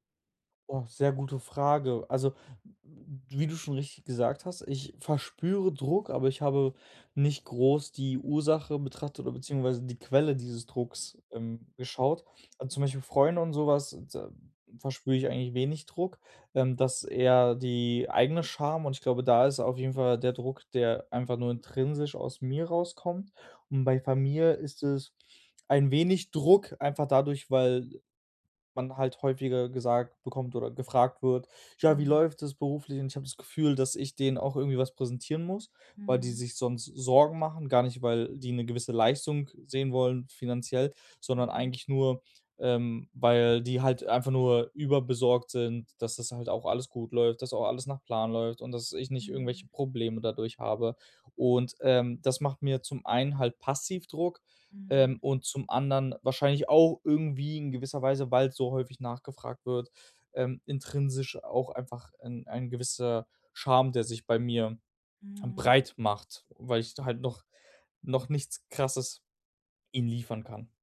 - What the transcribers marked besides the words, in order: other background noise
- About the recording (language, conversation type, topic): German, advice, Wie kann ich mit Rückschlägen umgehen und meinen Ruf schützen?